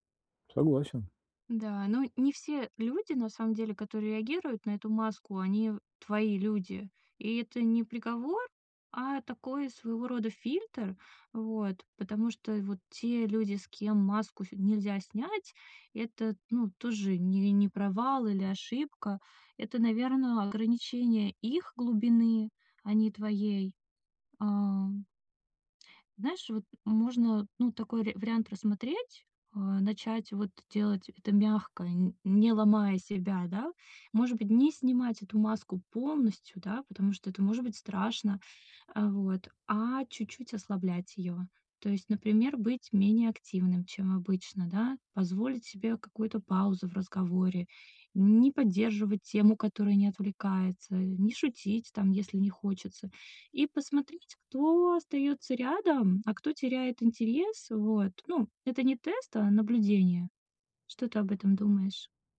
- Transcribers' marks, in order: tapping
- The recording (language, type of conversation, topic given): Russian, advice, Как перестать бояться быть собой на вечеринках среди друзей?